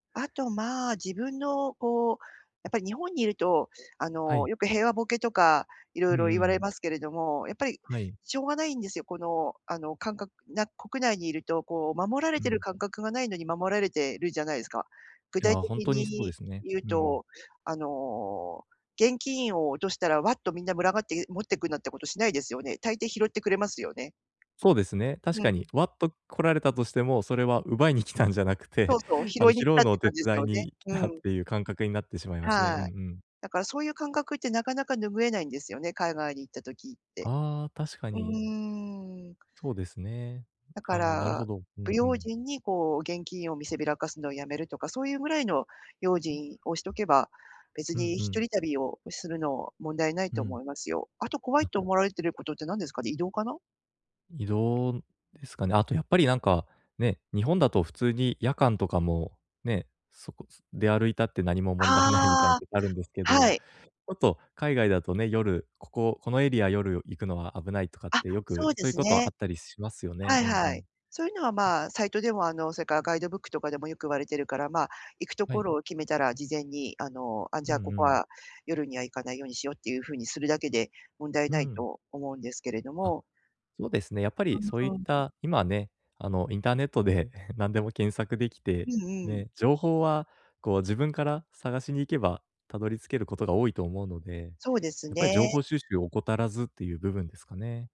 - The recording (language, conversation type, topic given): Japanese, advice, 安全に移動するにはどんなことに気をつければいいですか？
- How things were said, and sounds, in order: laughing while speaking: "奪いに来たんじゃなくて"; other noise; chuckle